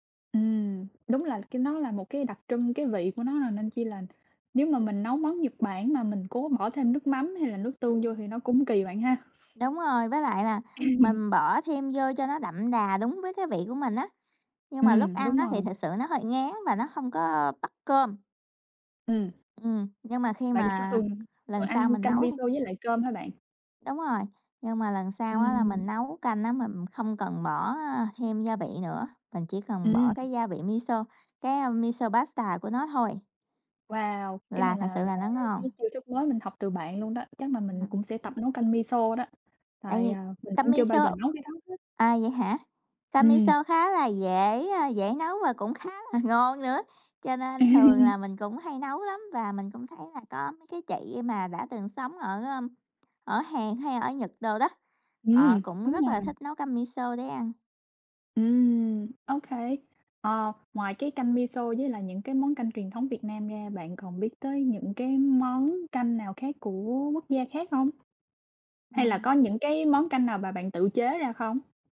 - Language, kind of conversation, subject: Vietnamese, unstructured, Bạn có bí quyết nào để nấu canh ngon không?
- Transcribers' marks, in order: chuckle; tapping; other background noise; in English: "paste"; unintelligible speech; laugh